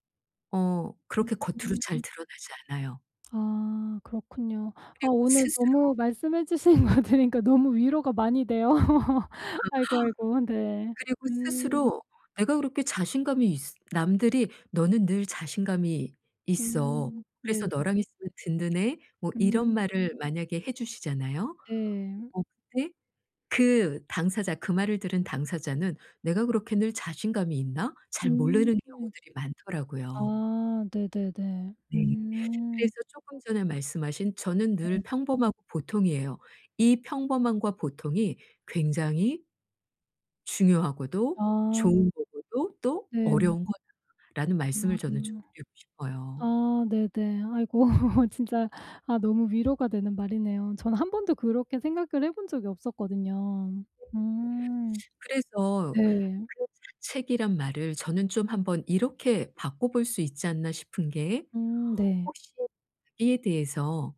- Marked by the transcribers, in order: laughing while speaking: "주신 거"; laugh; other background noise; laugh; unintelligible speech; teeth sucking
- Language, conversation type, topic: Korean, advice, 자기의심을 줄이고 자신감을 키우려면 어떻게 해야 하나요?